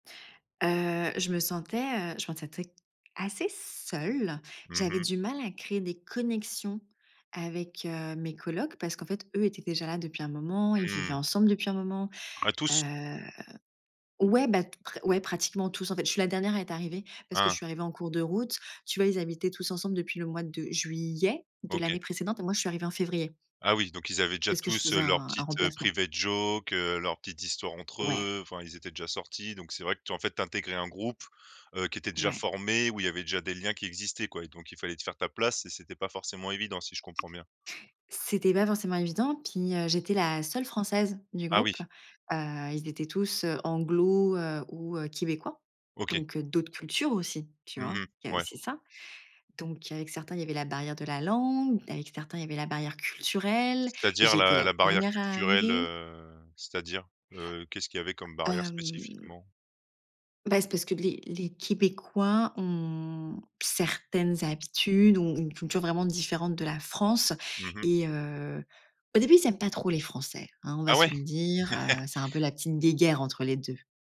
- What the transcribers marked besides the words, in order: tapping; in English: "private joke"; "anglosaxons" said as "anglo"; chuckle
- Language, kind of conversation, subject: French, podcast, Peux-tu me parler d’un moment où tu t’es senti vraiment connecté aux autres ?